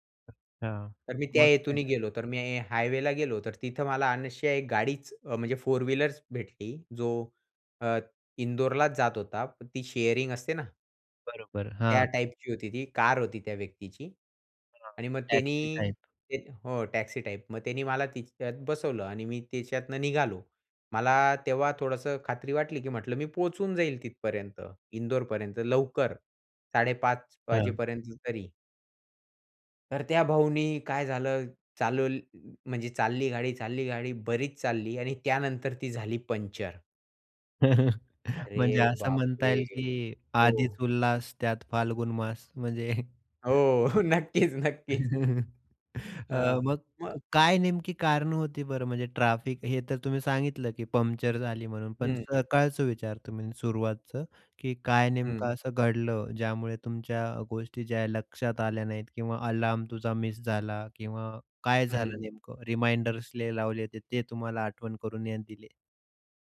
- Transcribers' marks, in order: other background noise; in English: "शेअरिंग"; tapping; chuckle; chuckle; laughing while speaking: "नक्कीच, नक्कीच"; chuckle; in English: "रिमाइंडर्स"; unintelligible speech
- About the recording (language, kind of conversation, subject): Marathi, podcast, तुम्ही कधी फ्लाइट किंवा ट्रेन चुकवली आहे का, आणि तो अनुभव सांगू शकाल का?